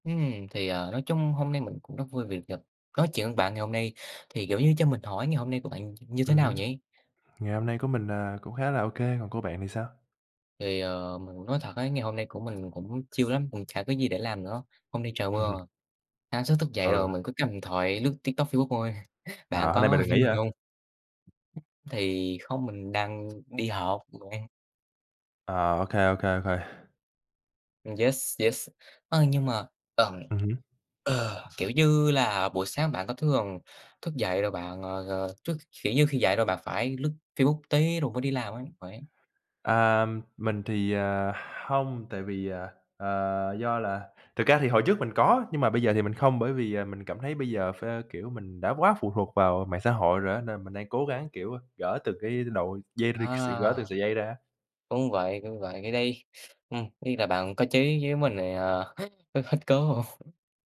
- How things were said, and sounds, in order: tapping; other background noise; in English: "chill"; chuckle; laugh; laughing while speaking: "như mình hông?"; in English: "Yes, yes"; laughing while speaking: "cứu"
- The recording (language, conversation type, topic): Vietnamese, unstructured, Công nghệ hiện đại có khiến cuộc sống của chúng ta bị kiểm soát quá mức không?